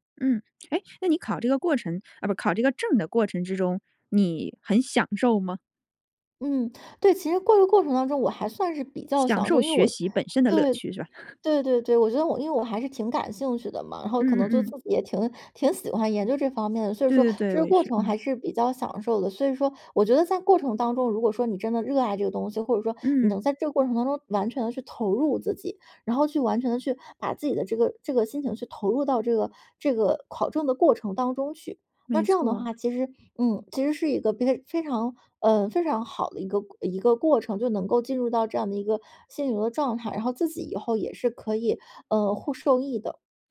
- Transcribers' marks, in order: laugh
- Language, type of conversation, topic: Chinese, podcast, 你觉得结局更重要，还是过程更重要？